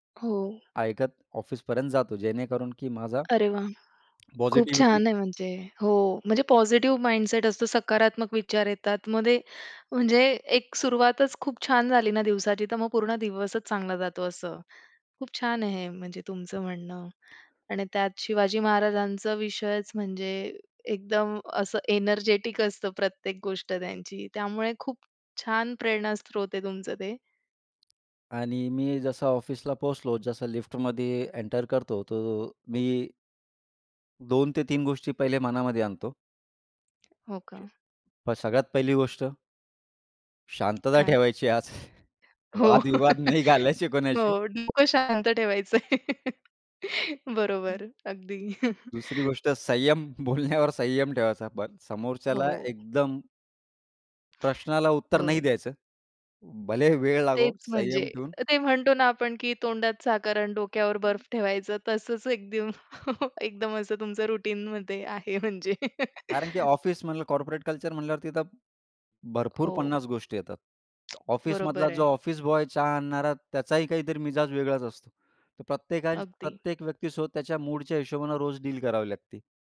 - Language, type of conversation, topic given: Marathi, podcast, तुम्हाला प्रेरणा मिळवण्याचे मार्ग कोणते आहेत?
- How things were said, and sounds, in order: other background noise; tapping; in English: "पॉझिटिव्हिटी"; in English: "माइंडसेट"; in English: "एनर्जेटिक"; other noise; laughing while speaking: "आज, वादविवाद नाही घालायची कोणाशी"; chuckle; chuckle; chuckle; laughing while speaking: "बोलण्यावर"; chuckle; in English: "रुटीन"; laughing while speaking: "म्हणजे"; chuckle; in English: "कॉर्पोरेट कल्चर"